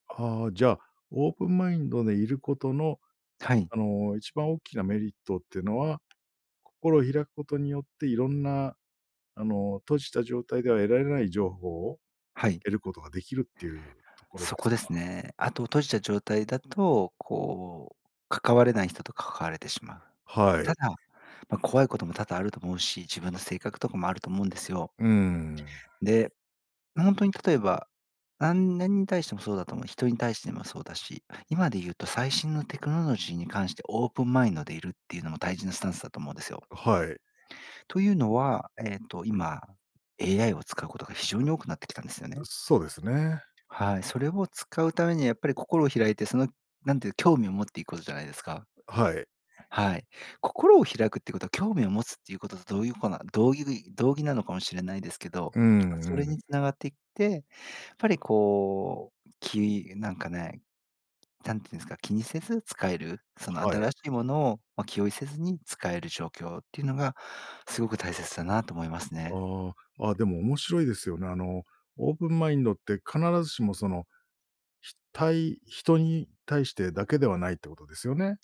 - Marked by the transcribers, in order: none
- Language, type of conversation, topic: Japanese, podcast, 新しい考えに心を開くためのコツは何ですか？